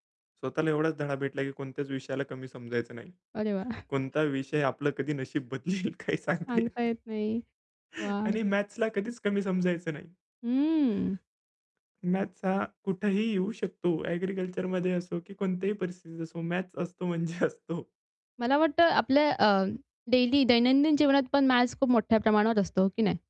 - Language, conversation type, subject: Marathi, podcast, अपयशानंतर पुढचं पाऊल ठरवताना काय महत्त्वाचं असतं?
- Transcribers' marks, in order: chuckle; laughing while speaking: "बदलेल काही सांगता येत नाही"; static; tapping; laughing while speaking: "असतो"; in English: "डेली"